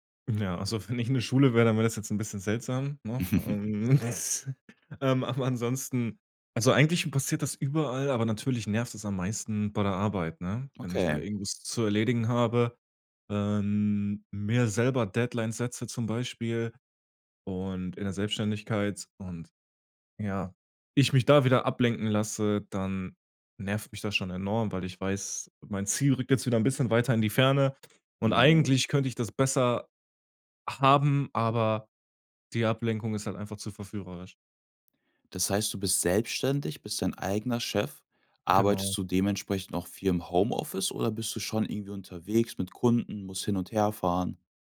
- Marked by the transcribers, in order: laughing while speaking: "wenn ich in der Schule wär"; laugh; background speech; other background noise; laughing while speaking: "aber"
- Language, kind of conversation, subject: German, advice, Wie kann ich verhindern, dass ich durch Nachrichten und Unterbrechungen ständig den Fokus verliere?